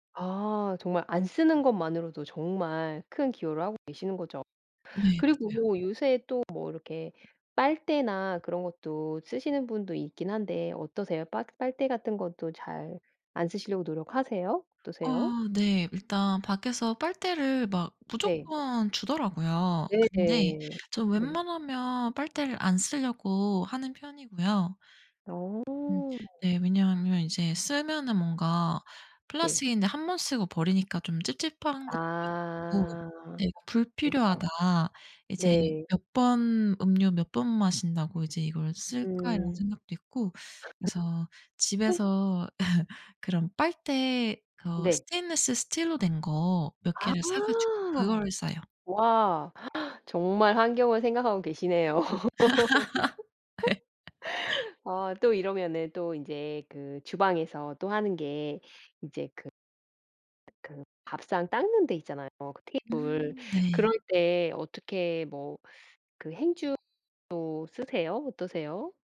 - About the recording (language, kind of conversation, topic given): Korean, podcast, 일상에서 실천하는 친환경 습관이 무엇인가요?
- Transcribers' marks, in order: other background noise; laugh; tapping; laugh; laughing while speaking: "예"; laugh